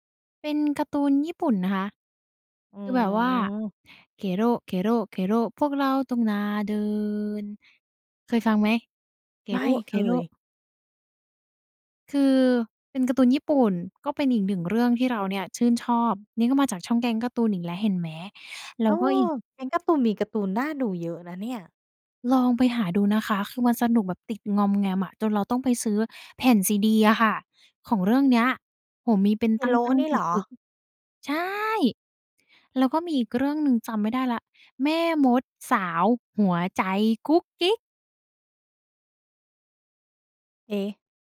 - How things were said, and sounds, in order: singing: "Kero Kero Kero พวกเราต้องหน้าเดิน"; singing: "Kero Kero"
- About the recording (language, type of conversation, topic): Thai, podcast, เล่าถึงความทรงจำกับรายการทีวีในวัยเด็กของคุณหน่อย